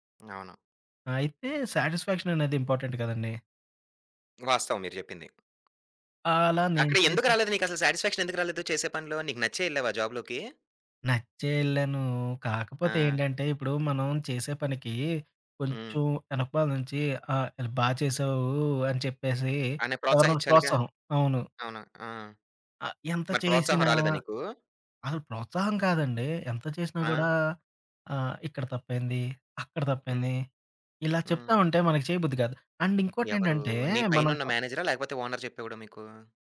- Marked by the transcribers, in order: in English: "ఇంపార్టెంట్"; other background noise; in English: "సాటిస్ఫాక్షన్"; in English: "జాబ్‌లోకి?"; in English: "అండ్"; in English: "ఓనర్"
- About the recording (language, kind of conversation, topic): Telugu, podcast, ఒక ఉద్యోగం నుంచి తప్పుకోవడం నీకు విజయానికి తొలి అడుగేనని అనిపిస్తుందా?